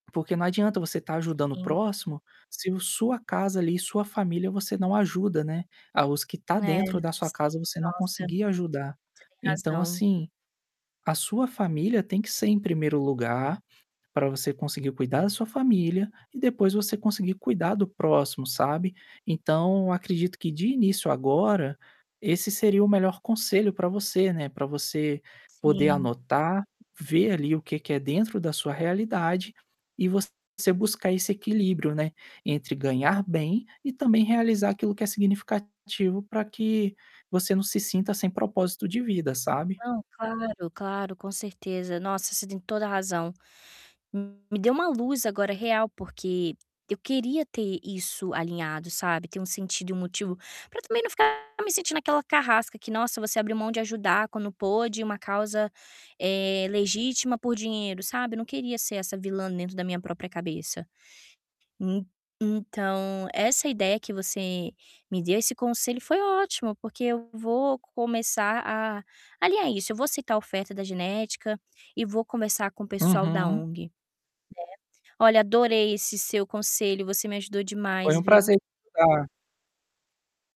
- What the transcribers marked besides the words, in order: distorted speech; other background noise
- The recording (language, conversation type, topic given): Portuguese, advice, Como você lida com o conflito entre ganhar dinheiro e fazer um trabalho significativo?